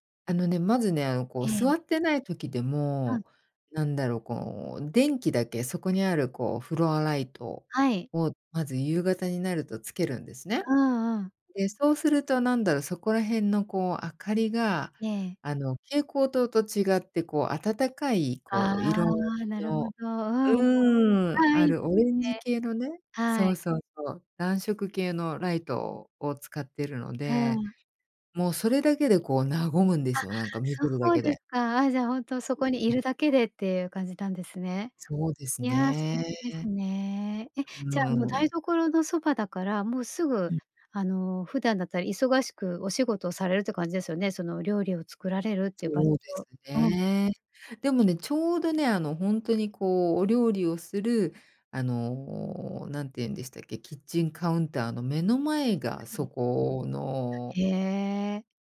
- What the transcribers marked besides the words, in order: none
- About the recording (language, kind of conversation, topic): Japanese, podcast, 家の中で一番居心地のいい場所はどこですか？
- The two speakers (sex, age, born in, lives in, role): female, 50-54, Japan, Japan, host; female, 50-54, Japan, United States, guest